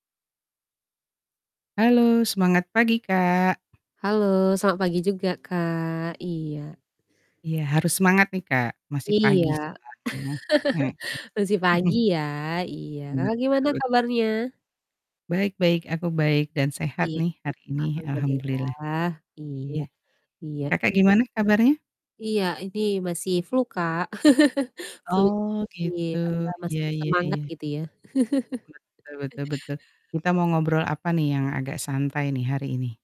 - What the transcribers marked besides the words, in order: chuckle; distorted speech; chuckle; other background noise; chuckle; static; chuckle
- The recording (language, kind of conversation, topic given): Indonesian, unstructured, Menurutmu, metode belajar apa yang paling efektif untuk siswa?